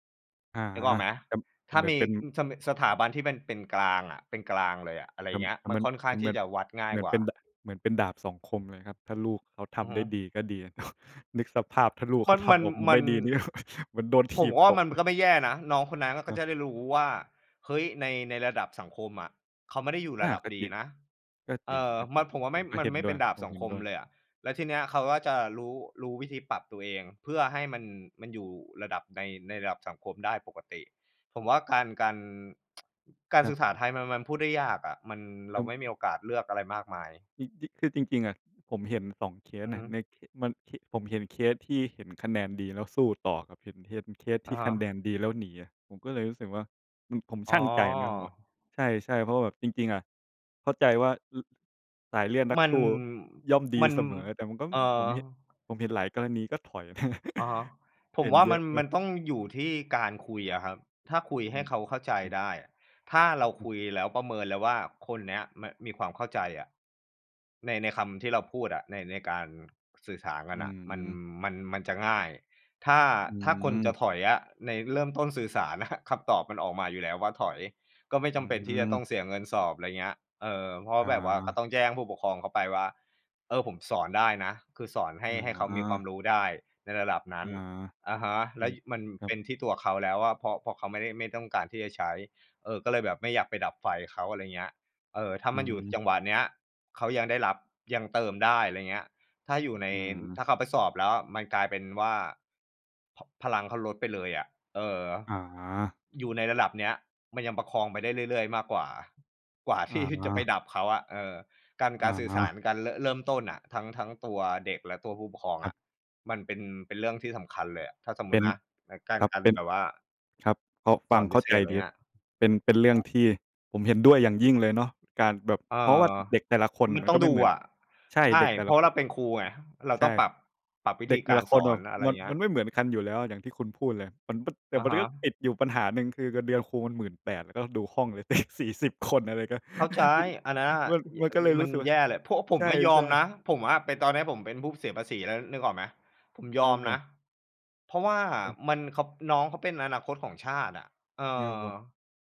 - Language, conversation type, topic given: Thai, unstructured, การถูกกดดันให้ต้องได้คะแนนดีทำให้คุณเครียดไหม?
- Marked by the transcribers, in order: chuckle; laughing while speaking: "นี่"; tsk; chuckle; laughing while speaking: "น่ะ"; laughing while speaking: "ที่"; laughing while speaking: "เด็ก"; chuckle; unintelligible speech